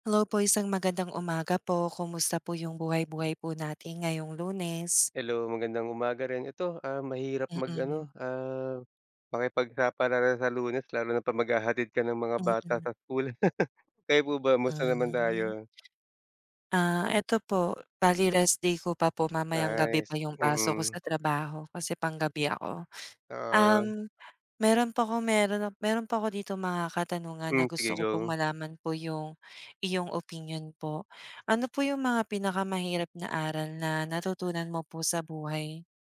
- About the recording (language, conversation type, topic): Filipino, unstructured, Ano ang pinakamahirap na aral na natutunan mo sa buhay?
- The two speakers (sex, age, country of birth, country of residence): male, 25-29, Philippines, Philippines; male, 40-44, Philippines, Philippines
- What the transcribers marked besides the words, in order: chuckle; drawn out: "Hmm"; other background noise